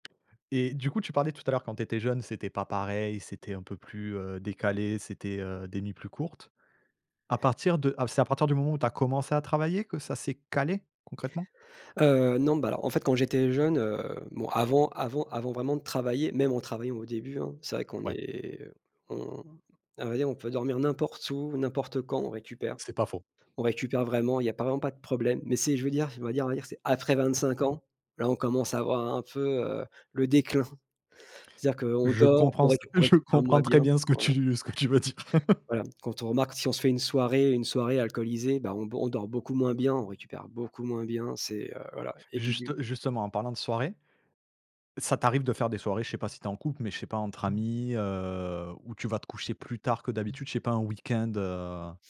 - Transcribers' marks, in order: tapping; stressed: "calé"; other background noise; laughing while speaking: "je"; laughing while speaking: "ce que tu veux dire !"; chuckle
- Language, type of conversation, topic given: French, podcast, Quelles petites habitudes t’aident à mieux dormir ?